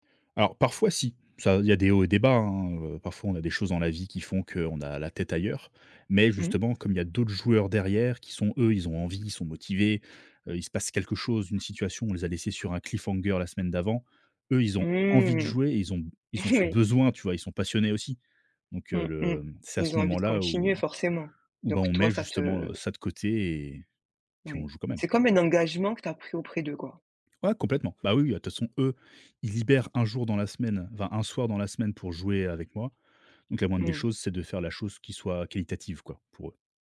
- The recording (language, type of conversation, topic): French, podcast, Quel conseil donnerais-tu à un débutant enthousiaste ?
- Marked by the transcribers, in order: in English: "cliffhanger"; laughing while speaking: "Oui"; stressed: "envie"; other background noise